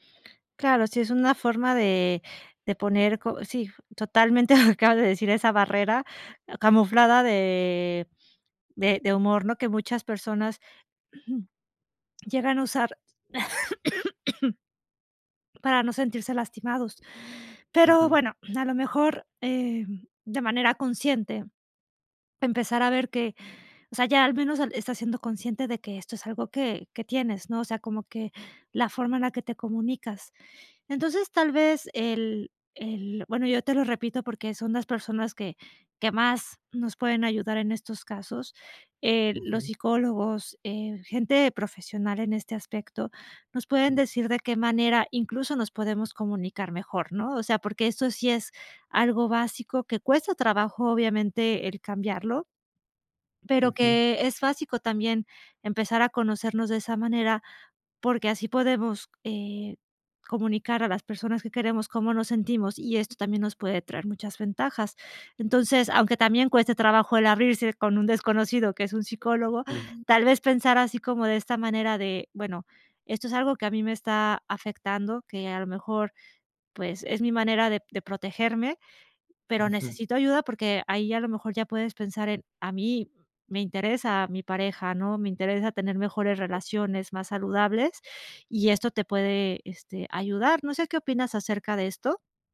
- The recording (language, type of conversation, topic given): Spanish, advice, ¿Cómo puedo abordar la desconexión emocional en una relación que antes era significativa?
- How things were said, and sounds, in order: other background noise; chuckle; tapping; throat clearing; cough; other noise